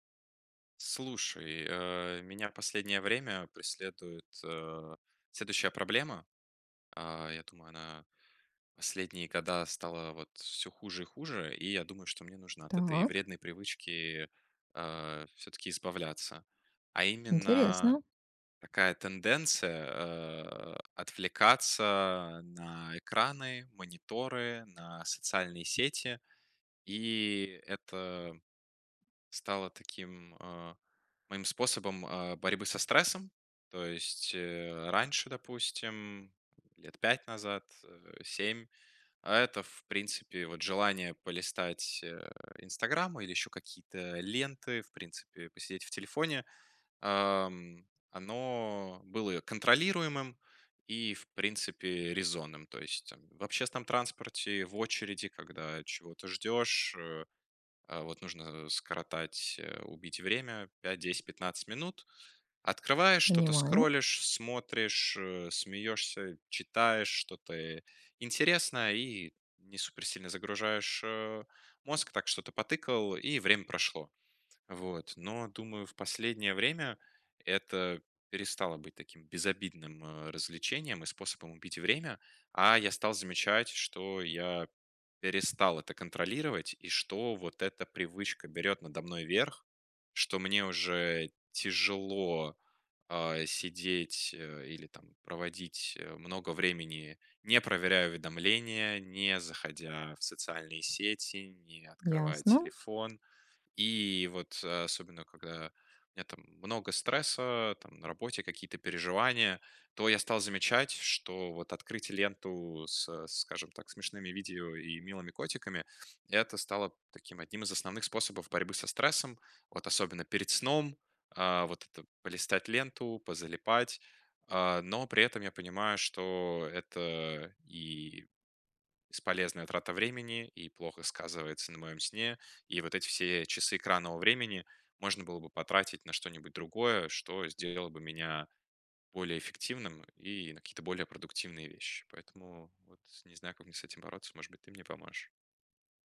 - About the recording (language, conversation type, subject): Russian, advice, Как мне справляться с частыми переключениями внимания и цифровыми отвлечениями?
- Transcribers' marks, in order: none